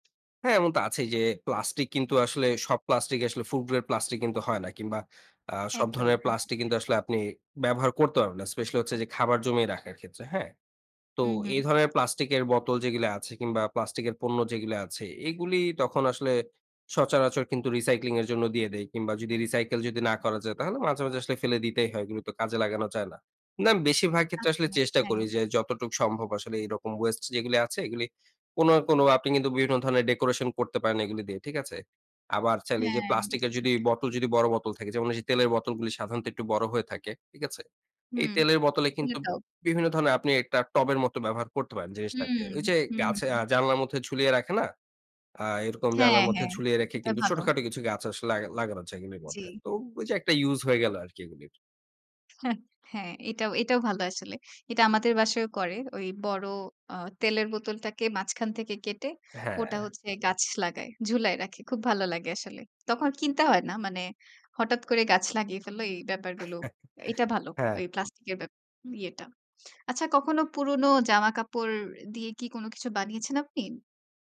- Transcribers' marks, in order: tapping; scoff; horn; chuckle
- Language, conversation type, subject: Bengali, podcast, ব্যবহৃত জিনিসপত্র আপনি কীভাবে আবার কাজে লাগান, আর আপনার কৌশলগুলো কী?